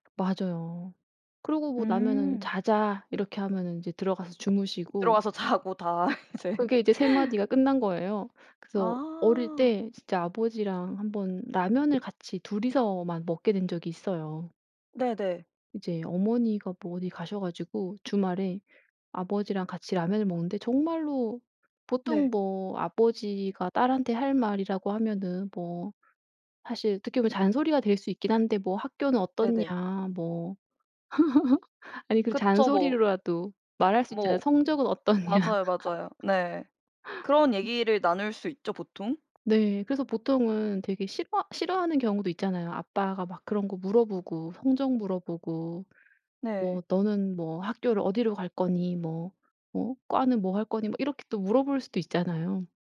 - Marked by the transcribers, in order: tapping; put-on voice: "자자"; laughing while speaking: "자고 다 이제"; other background noise; laugh; laughing while speaking: "어떻냐"; laugh
- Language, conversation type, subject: Korean, podcast, 부모님은 사랑을 어떻게 표현하셨어요?